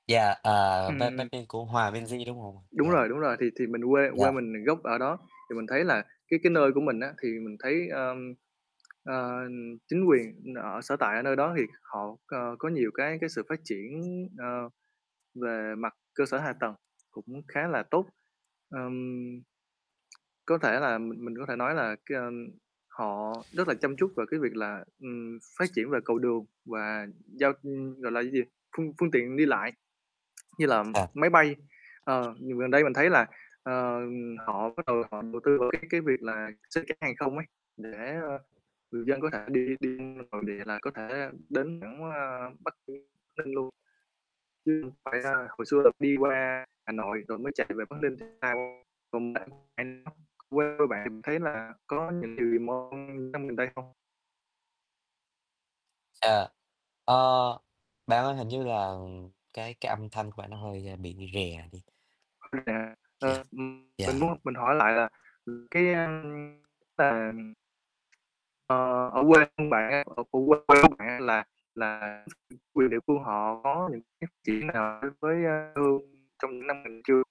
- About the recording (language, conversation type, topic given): Vietnamese, unstructured, Bạn cảm thấy thế nào khi chứng kiến những chính sách giúp phát triển quê hương?
- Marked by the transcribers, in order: tapping; mechanical hum; distorted speech; other background noise; lip smack; unintelligible speech; unintelligible speech; unintelligible speech; static; unintelligible speech